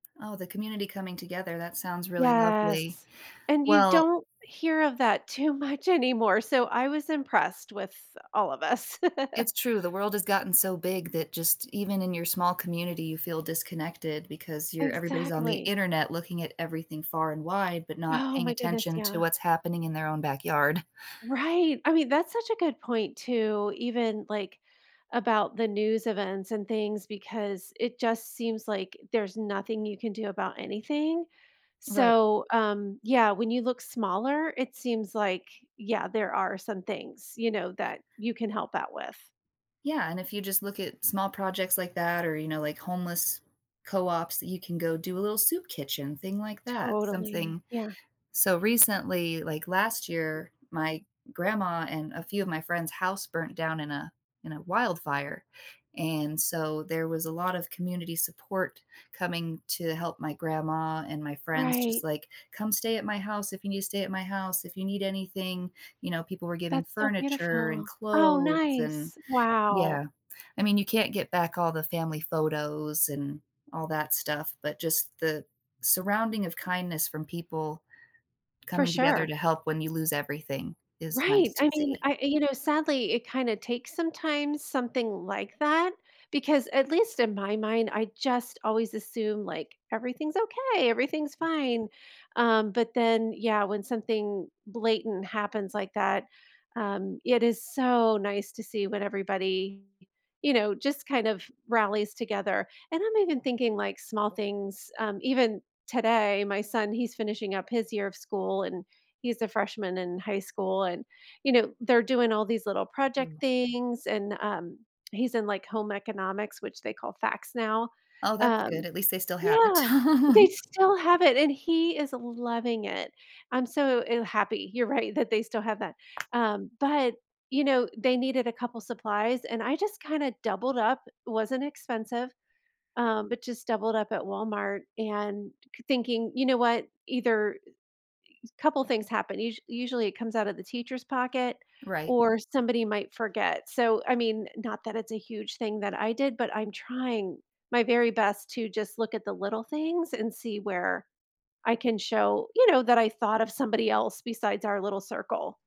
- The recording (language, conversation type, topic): English, unstructured, Have you heard any inspiring acts of kindness lately?
- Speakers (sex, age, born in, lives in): female, 35-39, United States, United States; female, 50-54, United States, United States
- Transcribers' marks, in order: drawn out: "Yes"; laughing while speaking: "too much"; chuckle; alarm; other background noise; chuckle; tapping